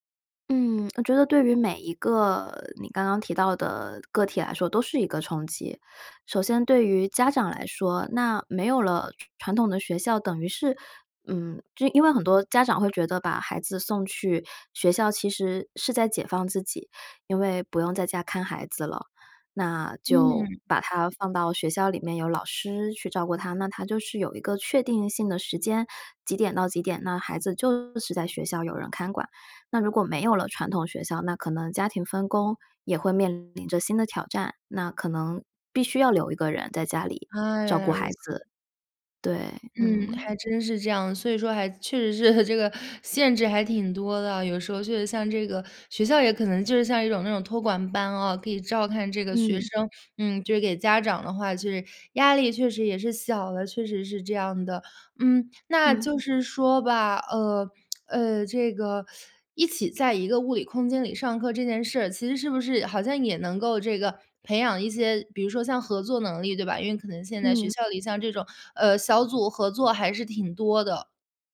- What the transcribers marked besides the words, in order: laughing while speaking: "是"; lip smack; teeth sucking
- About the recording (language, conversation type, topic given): Chinese, podcast, 未来的学习还需要传统学校吗？